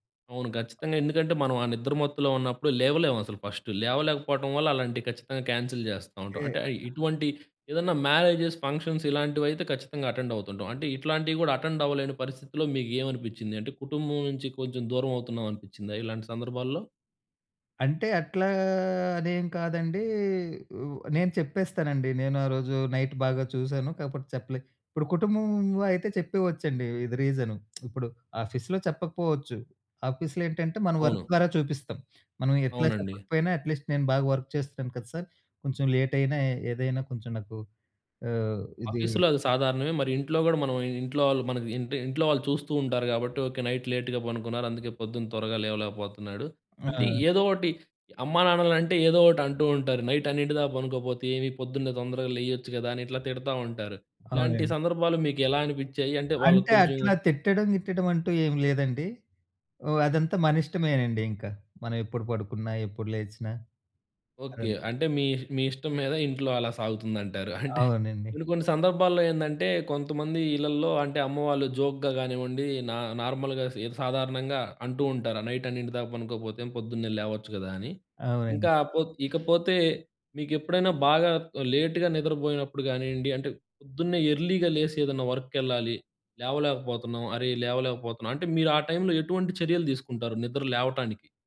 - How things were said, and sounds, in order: in English: "ఫస్ట్"; in English: "క్యాన్సిల్"; in English: "మ్యారేజెస్, ఫంక్షన్స్"; in English: "అటెండ్"; in English: "అటెండ్"; drawn out: "అట్లా"; in English: "నైట్"; other background noise; in English: "ఆఫీస్‌లో"; in English: "ఆఫీస్‌లో"; in English: "వర్క్"; in English: "అట్లీస్ట్"; in English: "వర్క్"; in English: "లేట్"; in English: "ఆఫీస్‌లో"; in English: "నైట్ లేట్‌గా"; in English: "నైట్"; in English: "జోక్‌గా"; in English: "నార్మల్‍గా"; in English: "నైట్"; in English: "లేట్‌గా"; in English: "ఎర్లీగా"; in English: "వర్క్"
- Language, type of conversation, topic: Telugu, podcast, నిద్రకు ముందు స్క్రీన్ వాడకాన్ని తగ్గించడానికి మీ సూచనలు ఏమిటి?